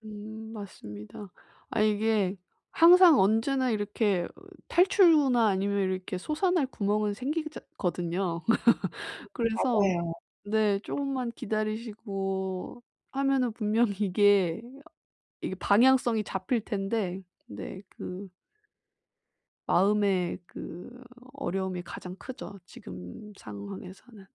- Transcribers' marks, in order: "탈출구나" said as "탈출루나"; laugh; tapping; laughing while speaking: "분명히"
- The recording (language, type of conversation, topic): Korean, advice, 미래가 불확실해서 불안할 때 걱정을 줄이는 방법이 무엇인가요?